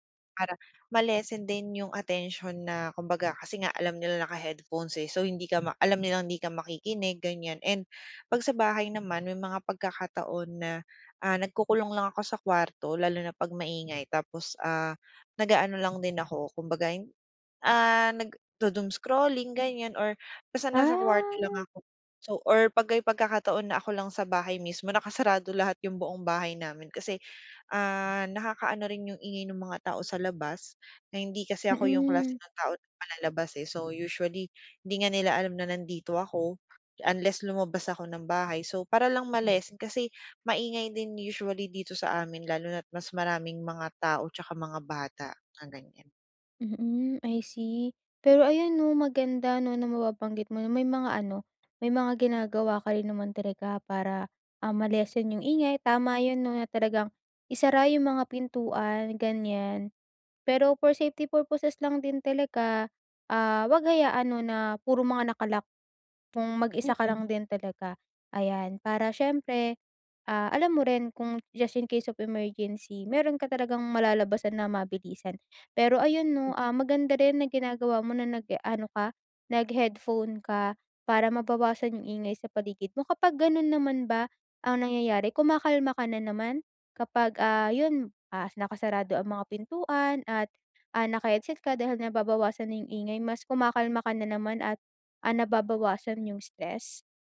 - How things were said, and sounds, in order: in English: "just in case of emergency"
- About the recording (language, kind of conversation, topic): Filipino, advice, Paano ko mababawasan ang pagiging labis na sensitibo sa ingay at sa madalas na paggamit ng telepono?